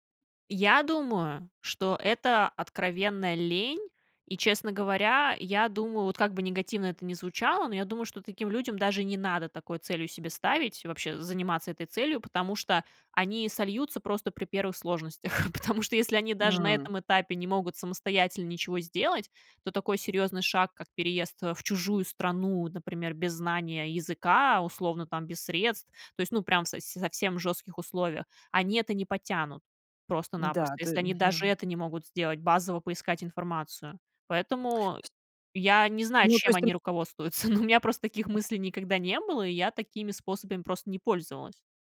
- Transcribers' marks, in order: chuckle; chuckle; other background noise
- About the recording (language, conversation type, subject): Russian, podcast, Какие приёмы помогли тебе не сравнивать себя с другими?